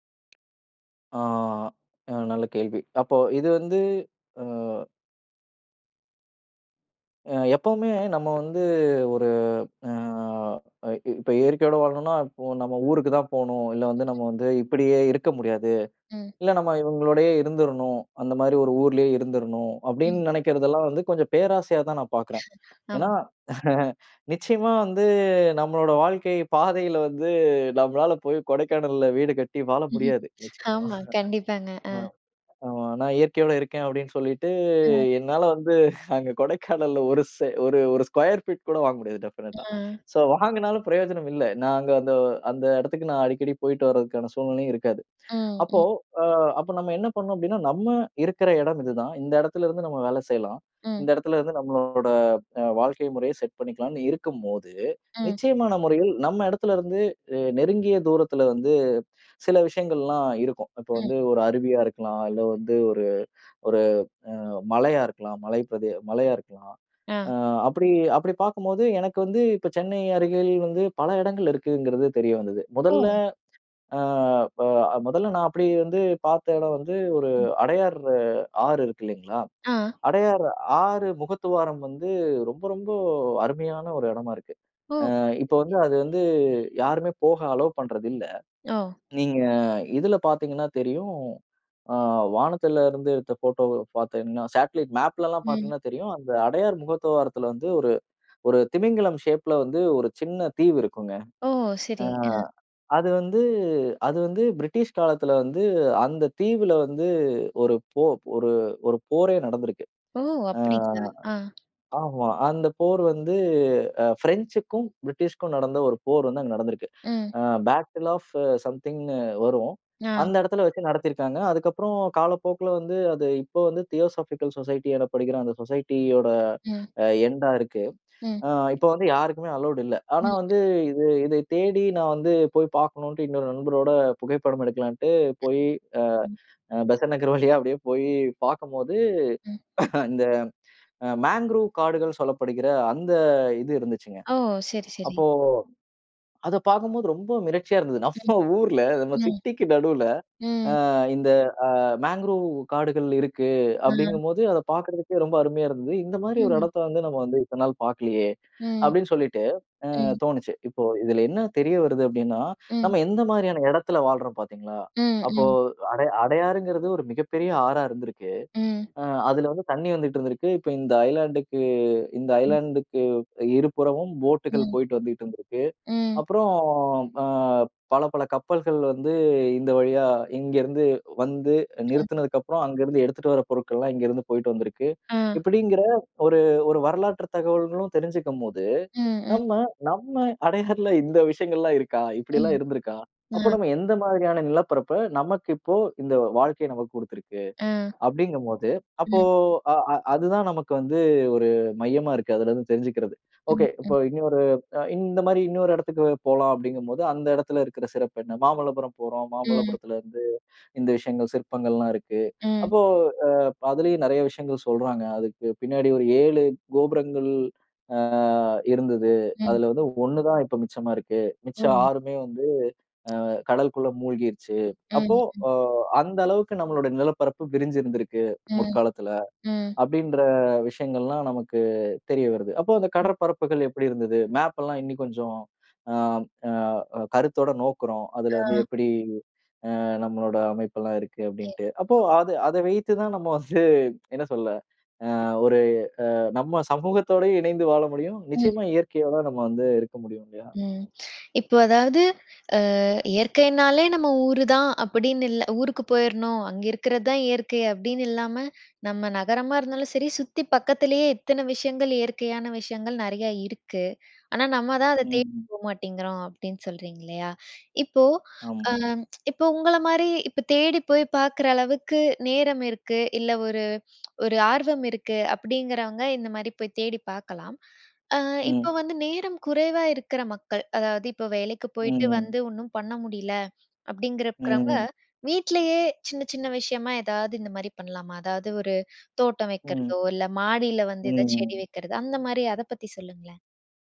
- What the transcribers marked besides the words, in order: tapping; other noise; chuckle; laugh; laughing while speaking: "பாதையில வந்து, நம்மளால போய் கொடைக்கானல்ல வீடு கட்டி வாழ முடியாது. நிச்சயமா"; laughing while speaking: "ஆமா, கண்டிப்பாங்க"; drawn out: "சொல்லிட்டு"; laughing while speaking: "அங்க கொடைக்கானல்ல"; in English: "டெஃபனட்டா"; other background noise; horn; in English: "சேட்டலைட்"; in English: "பாட்டில் ஆஃப் சம்திங்னு"; in English: "தியோசஃபிக்கல் சொசைட்டி"; laughing while speaking: "நகர் வழியா"; cough; "நம்ம" said as "நஃப"; in English: "ஐலேண்ட்க்கு"; in English: "ஐலேண்ட்க்கு"; drawn out: "அப்புறம்"; laughing while speaking: "அடையாறுல இந்த விஷயங்கள்லாம்"; "இன்னும்" said as "இன்னியும்"; unintelligible speech; laughing while speaking: "நம்ம வந்து"; laughing while speaking: "சமூகத்தோடு இணைந்து"; "அப்படிங்கிறவங்க" said as "அப்படிங்கிறக்கிறவங்க"
- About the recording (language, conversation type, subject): Tamil, podcast, நகரில் இருந்தாலும் இயற்கையுடன் எளிமையாக நெருக்கத்தை எப்படி ஏற்படுத்திக் கொள்ளலாம்?